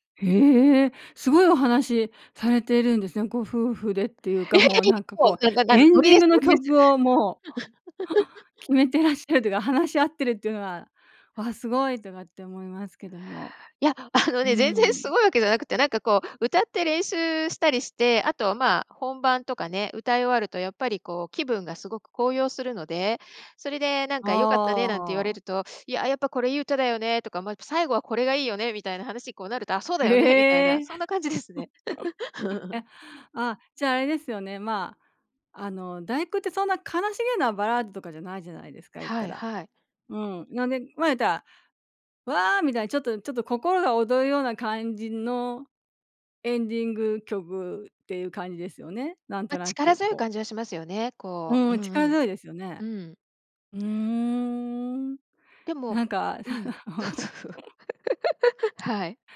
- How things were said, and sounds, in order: surprised: "へえ"; anticipating: "いや いやい もうなん なん なんノリです ノリです"; laugh; laughing while speaking: "あのね、全然すごいわけじゃなくて"; laugh; laughing while speaking: "そんな感じですね"; laugh; laughing while speaking: "そう そう そう"; laugh
- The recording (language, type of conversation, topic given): Japanese, podcast, 人生の最期に流したい「エンディング曲」は何ですか？